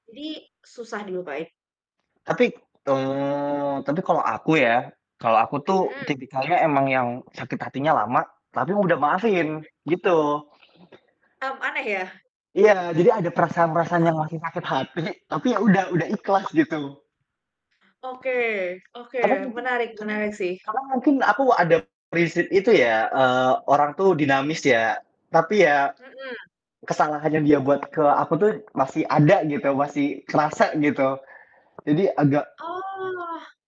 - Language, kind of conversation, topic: Indonesian, unstructured, Apakah kamu pernah merasa sulit memaafkan seseorang, dan apa alasannya?
- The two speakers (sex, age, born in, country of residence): female, 25-29, Indonesia, Indonesia; male, 20-24, Indonesia, Indonesia
- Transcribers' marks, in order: tapping; static; distorted speech; other background noise; background speech